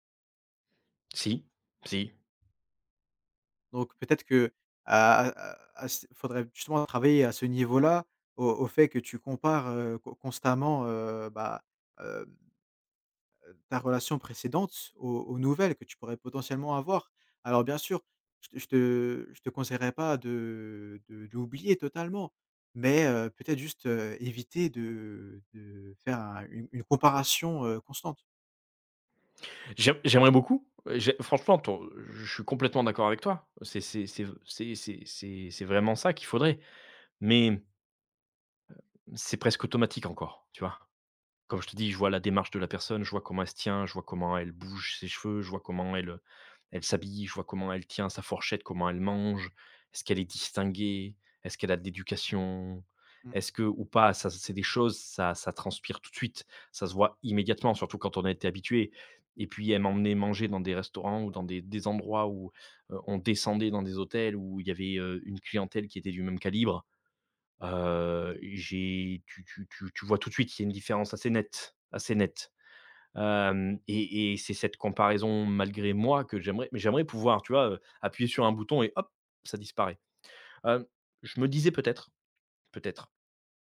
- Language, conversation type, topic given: French, advice, Comment as-tu vécu la solitude et le vide après la séparation ?
- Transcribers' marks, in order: "comparaison" said as "comparation"